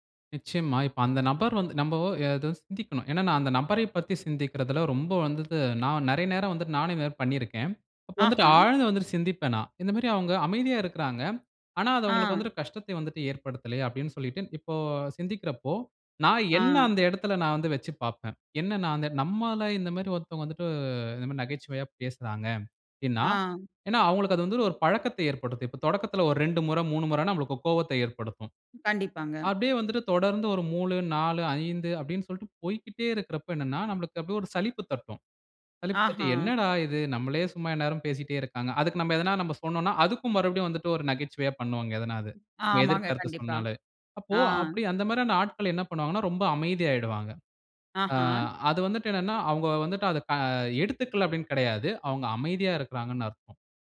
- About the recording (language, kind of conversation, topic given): Tamil, podcast, மெய்நிகர் உரையாடலில் நகைச்சுவை எப்படி தவறாக எடுத்துக்கொள்ளப்படுகிறது?
- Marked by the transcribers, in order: drawn out: "நம்மள"; sad: "என்னடா இது! நம்மலே சும்மா எந்நேரமும் பேசிட்டே இருக்காங்க"